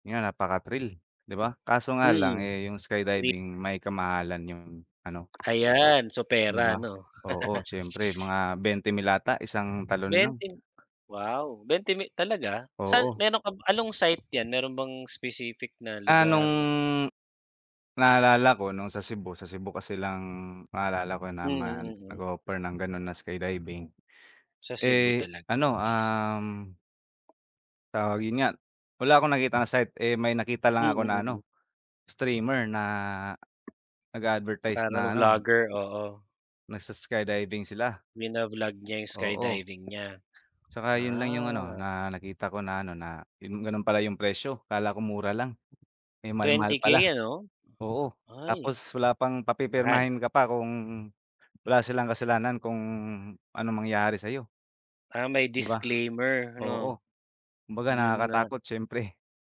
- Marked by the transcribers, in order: tapping; other background noise; laugh
- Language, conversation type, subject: Filipino, unstructured, Anong uri ng pakikipagsapalaran ang pinakagusto mong subukan?